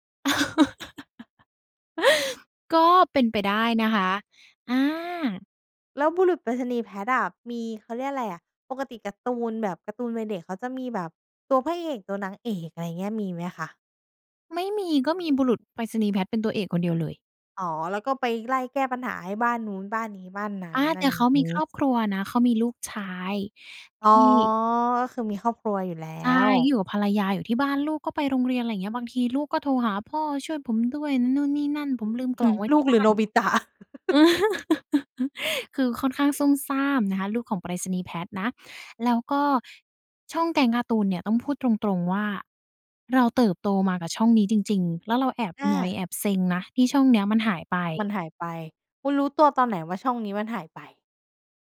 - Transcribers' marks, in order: laugh; chuckle; laughing while speaking: "อือ"; chuckle; tapping
- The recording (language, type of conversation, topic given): Thai, podcast, เล่าถึงความทรงจำกับรายการทีวีในวัยเด็กของคุณหน่อย